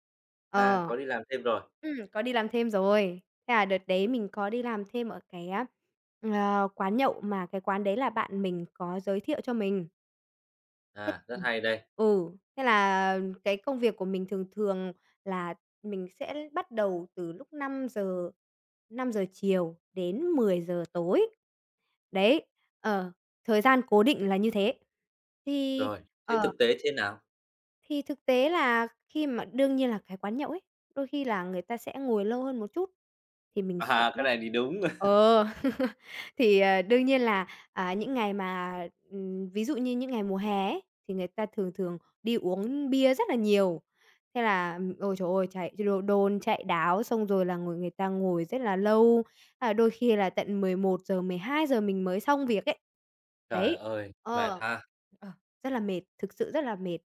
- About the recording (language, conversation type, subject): Vietnamese, podcast, Văn hóa làm thêm giờ ảnh hưởng tới tinh thần nhân viên ra sao?
- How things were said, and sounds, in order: tapping; chuckle